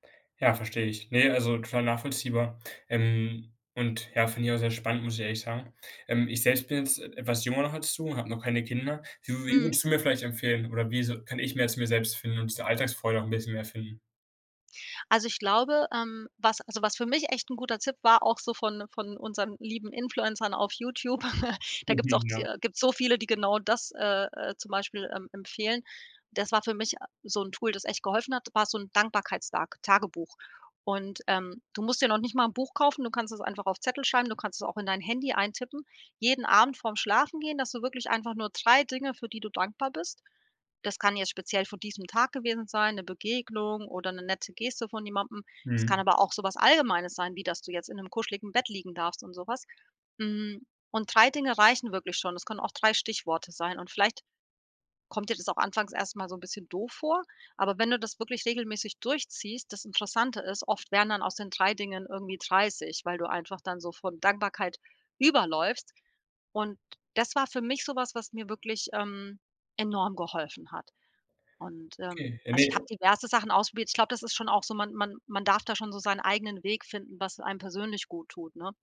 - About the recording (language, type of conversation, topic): German, podcast, Welche kleinen Alltagsfreuden gehören bei dir dazu?
- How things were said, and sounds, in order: chuckle; giggle; stressed: "überläufst"